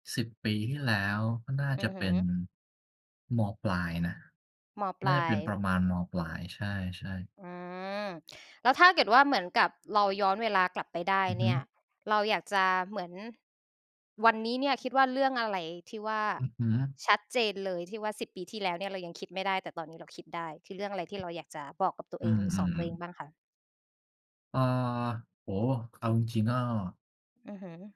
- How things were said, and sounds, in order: tapping
- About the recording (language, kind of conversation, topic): Thai, unstructured, คุณอยากสอนตัวเองเมื่อสิบปีที่แล้วเรื่องอะไร?